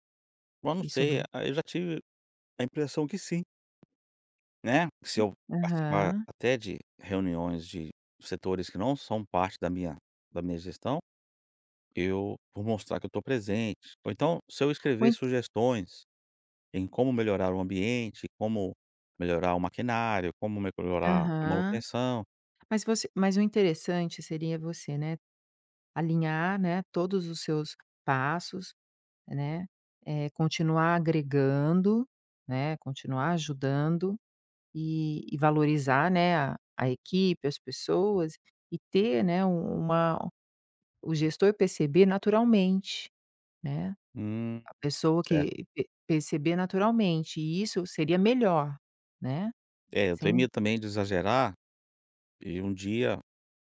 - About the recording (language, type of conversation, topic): Portuguese, advice, Como pedir uma promoção ao seu gestor após resultados consistentes?
- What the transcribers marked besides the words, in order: tapping; other background noise; "melhorar" said as "meclorar"